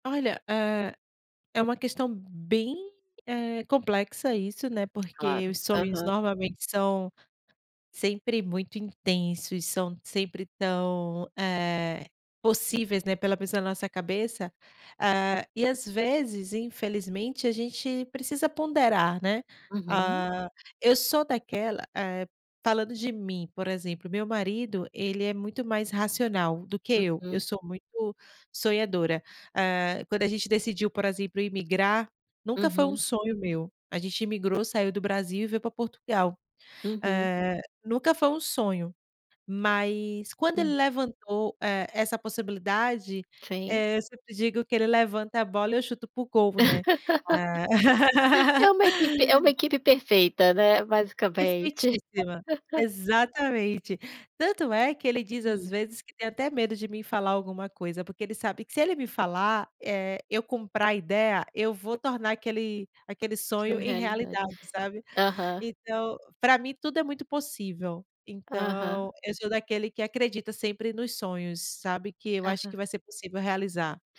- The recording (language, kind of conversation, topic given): Portuguese, podcast, Como você decide quando seguir um sonho ou ser mais prático?
- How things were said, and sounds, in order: tapping; laugh; laugh; laugh